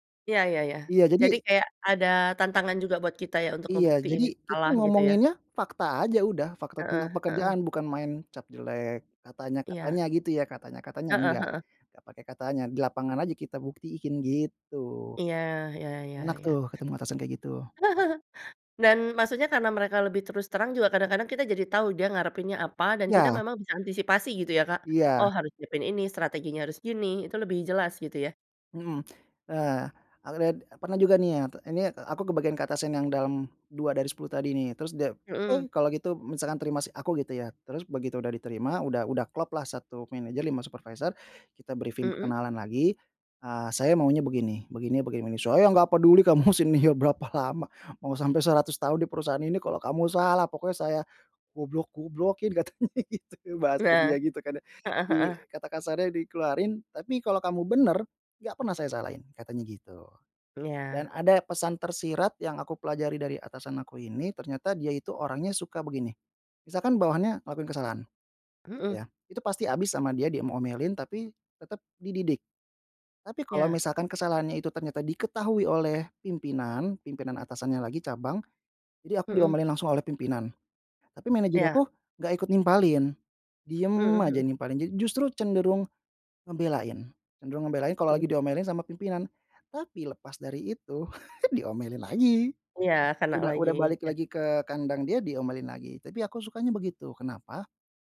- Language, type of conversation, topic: Indonesian, podcast, Bagaimana kamu menghadapi tekanan sosial saat harus mengambil keputusan?
- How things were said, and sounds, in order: other background noise; chuckle; put-on voice: "Saya nggak peduli kamu senior … pokoknya saya goblok-goblokin!"; laughing while speaking: "kamu senior berapa lama mau sampai seratus"; laughing while speaking: "katanya gitu. Bahasa dia gitu kan ya"; chuckle